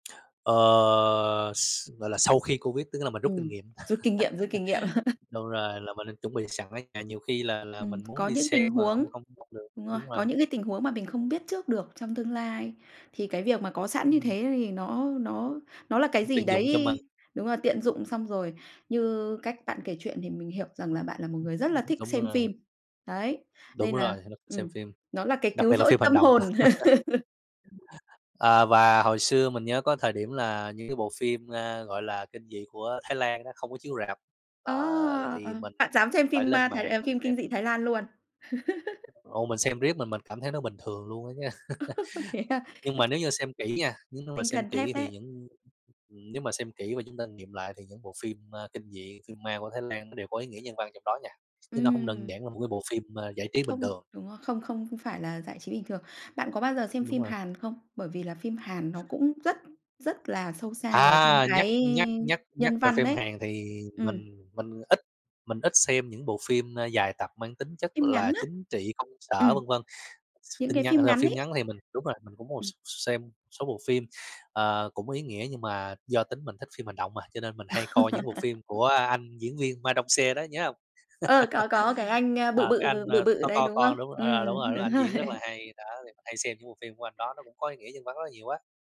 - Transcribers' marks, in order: tapping; laugh; other noise; laugh; laugh; laugh; laughing while speaking: "Thế à?"; laugh; other background noise; background speech; laugh; "Ma Dong-seok" said as "ma đông xe"; laugh; laughing while speaking: "rồi"
- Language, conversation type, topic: Vietnamese, podcast, Bạn thường chọn xem phim ở rạp hay ở nhà, và vì sao?